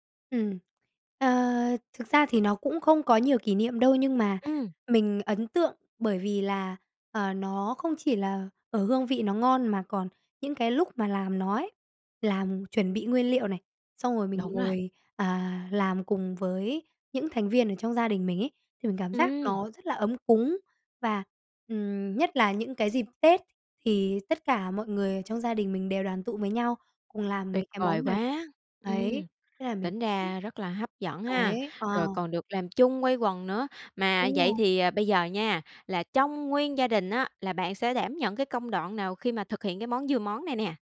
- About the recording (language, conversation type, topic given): Vietnamese, podcast, Bạn có món ăn truyền thống nào không thể thiếu trong mỗi dịp đặc biệt không?
- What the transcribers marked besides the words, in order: tapping; other background noise